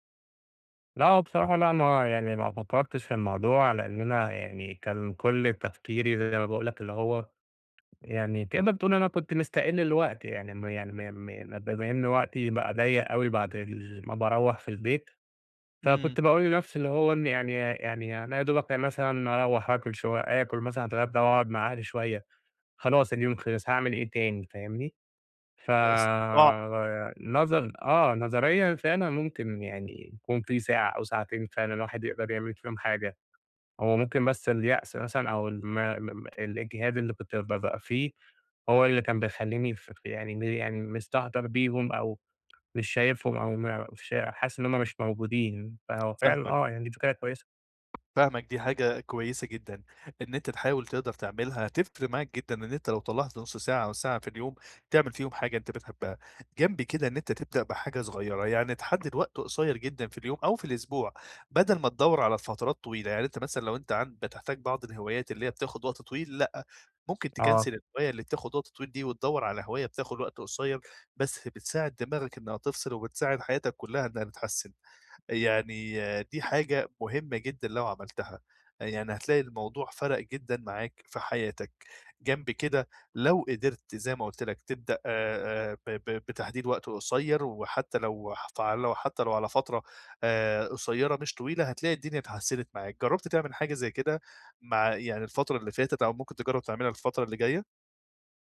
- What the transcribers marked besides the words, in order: tapping
- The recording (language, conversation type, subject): Arabic, advice, إزاي ألاقي وقت لهواياتي مع جدول شغلي المزدحم؟